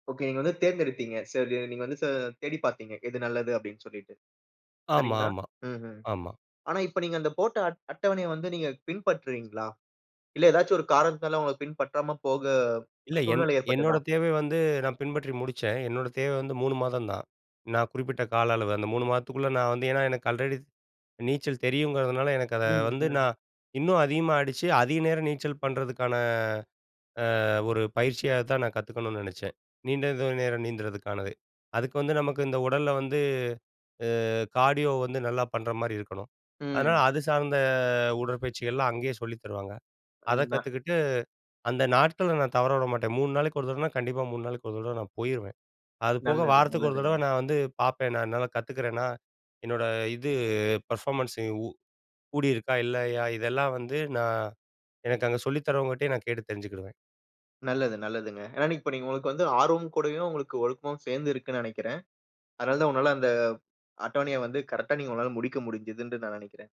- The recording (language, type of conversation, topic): Tamil, podcast, உங்கள் உடற்பயிற்சி அட்டவணையை எப்படித் திட்டமிட்டு அமைக்கிறீர்கள்?
- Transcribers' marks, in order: other background noise; in English: "ஆல்ரெடி"; drawn out: "பண்ணறதுக்கான"; drawn out: "ஆ"; in English: "கார்டியோ"; drawn out: "சார்ந்த"; unintelligible speech; in English: "பெர்ஃபாமன்ஸூ"; "முடிஞ்சதுன்னு" said as "முடிஞ்சதுன்டு"